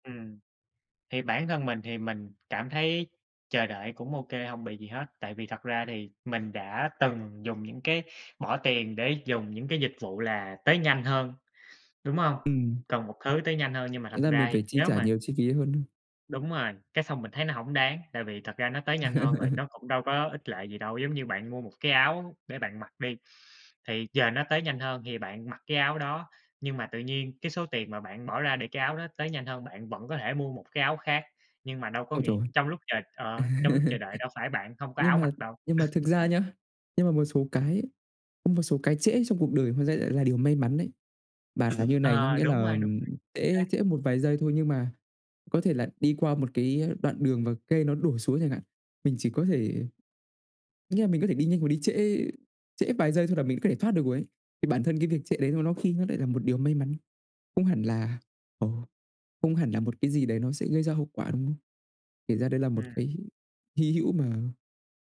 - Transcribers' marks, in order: other background noise; laugh; tapping; laugh; laugh
- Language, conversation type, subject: Vietnamese, unstructured, Bạn muốn sống một cuộc đời không bao giờ phải chờ đợi hay một cuộc đời không bao giờ đến muộn?
- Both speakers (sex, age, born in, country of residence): male, 20-24, Vietnam, Vietnam; male, 25-29, Vietnam, United States